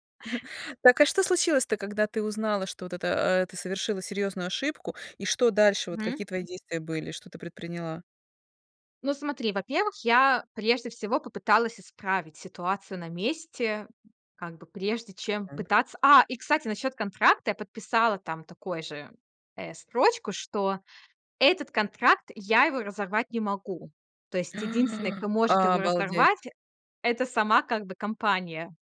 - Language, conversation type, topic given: Russian, podcast, Чему научила тебя первая серьёзная ошибка?
- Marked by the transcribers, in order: chuckle; gasp; surprised: "Обалдеть"